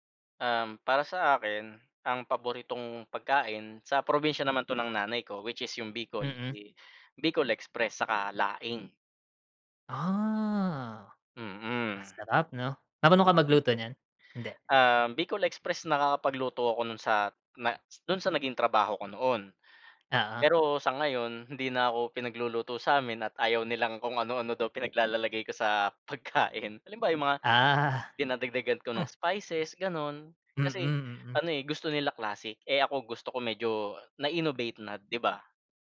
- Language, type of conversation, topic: Filipino, unstructured, Ano ang papel ng pagkain sa ating kultura at pagkakakilanlan?
- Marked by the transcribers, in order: other background noise; in English: "which is"; drawn out: "Ah"; chuckle